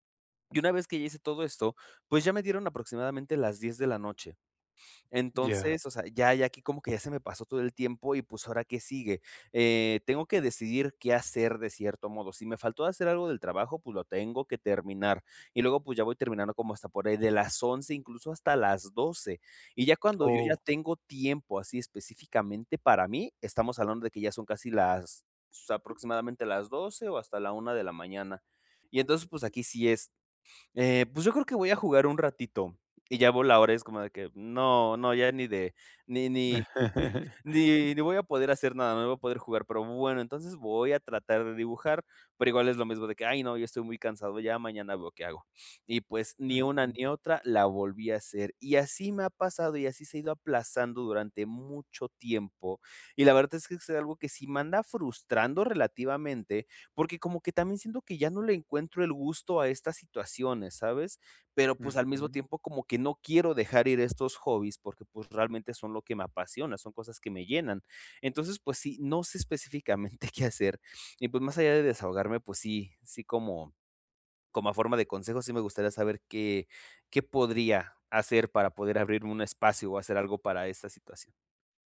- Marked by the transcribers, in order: tapping; laugh; chuckle; other background noise; chuckle
- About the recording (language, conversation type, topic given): Spanish, advice, ¿Cómo puedo hacer tiempo para mis hobbies personales?